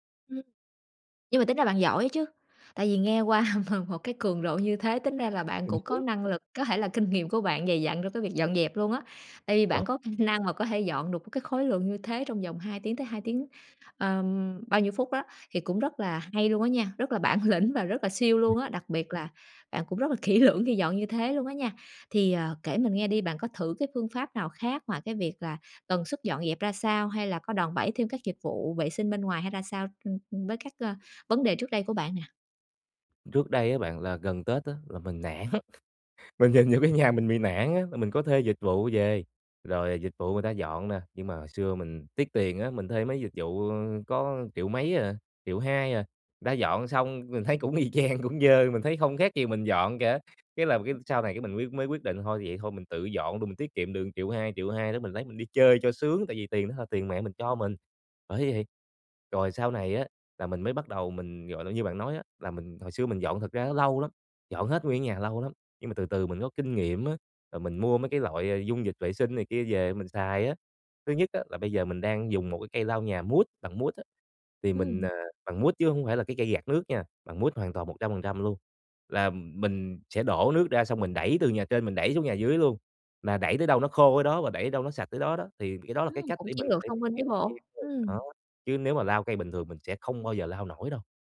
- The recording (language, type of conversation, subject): Vietnamese, advice, Làm sao để giữ nhà luôn gọn gàng lâu dài?
- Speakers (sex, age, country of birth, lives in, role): female, 30-34, Vietnam, Vietnam, advisor; male, 20-24, Vietnam, Vietnam, user
- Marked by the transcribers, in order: other background noise; laughing while speaking: "m một"; laughing while speaking: "kinh nghiệm"; laughing while speaking: "lĩnh"; laughing while speaking: "kỹ lưỡng"; laugh; laughing while speaking: "mình nhìn vô cái nhà mình bị nản á"; laughing while speaking: "y chang, cũng dơ"; unintelligible speech